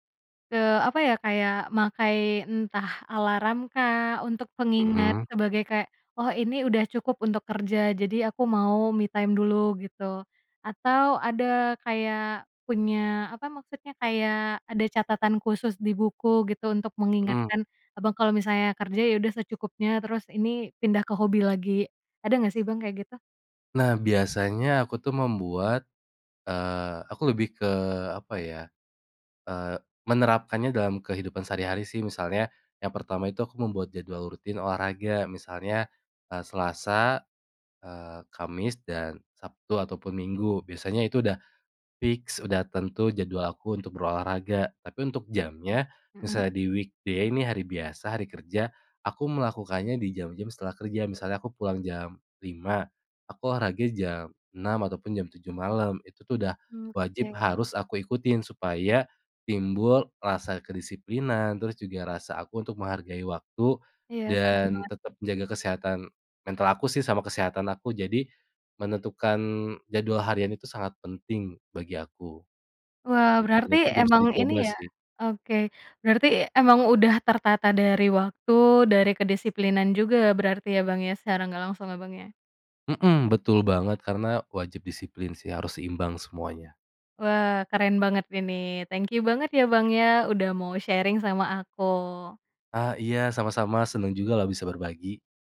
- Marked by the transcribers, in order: in English: "me time"; in English: "weekday"; tapping; in English: "sharing"
- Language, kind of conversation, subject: Indonesian, podcast, Bagaimana kamu mengatur waktu antara pekerjaan dan hobi?